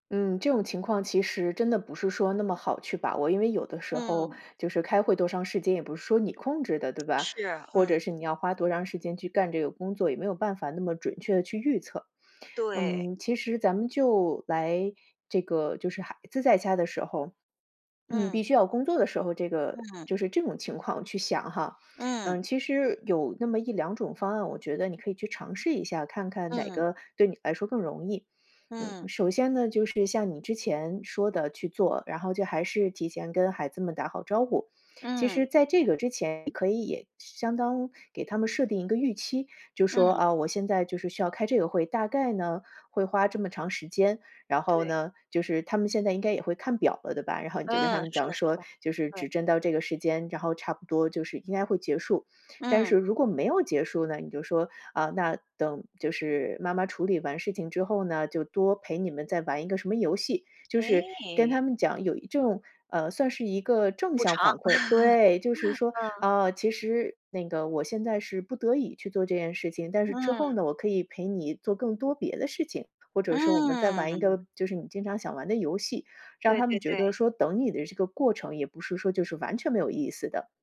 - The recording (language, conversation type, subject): Chinese, advice, 你能描述一下同时做太多件事时为什么会让你的效率下降吗？
- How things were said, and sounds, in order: other background noise; throat clearing; laugh